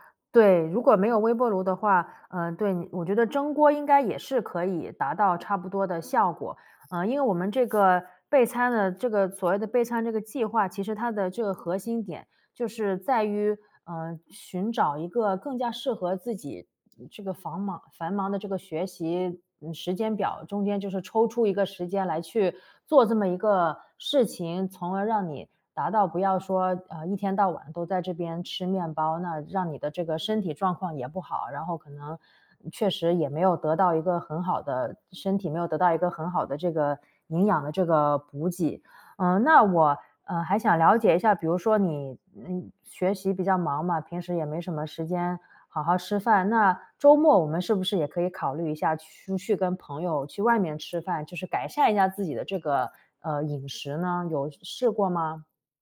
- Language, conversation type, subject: Chinese, advice, 你想如何建立稳定规律的饮食和备餐习惯？
- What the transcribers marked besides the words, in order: other background noise; "出去" said as "趋去"